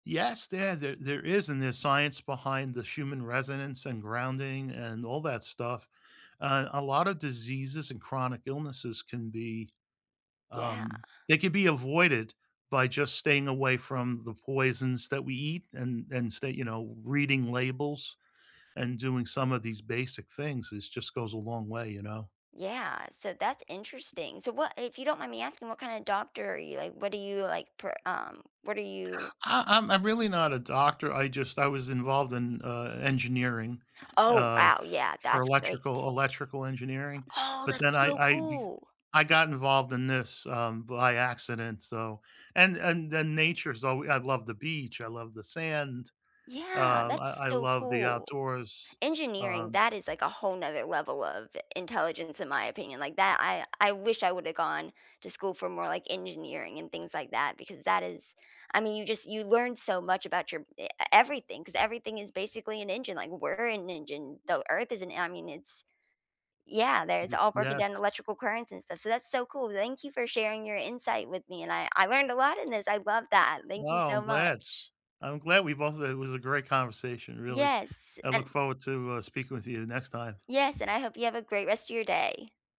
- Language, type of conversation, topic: English, unstructured, What moments in nature help you calm your mind and body?
- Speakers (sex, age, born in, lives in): female, 25-29, United States, United States; male, 65-69, United States, United States
- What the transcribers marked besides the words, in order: tapping; other background noise; chuckle